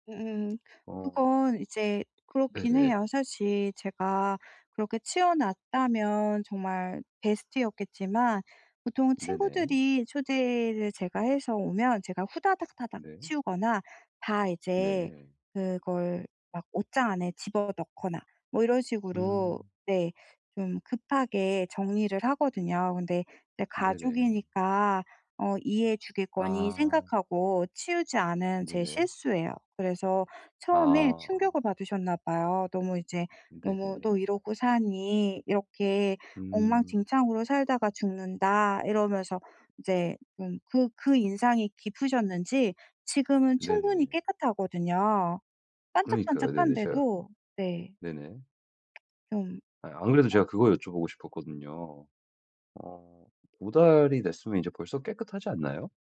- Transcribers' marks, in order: tapping; other background noise
- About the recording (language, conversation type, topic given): Korean, advice, 가족 돌봄으로 정서적으로 지치고 가족 갈등도 생기는데 어떻게 해야 하나요?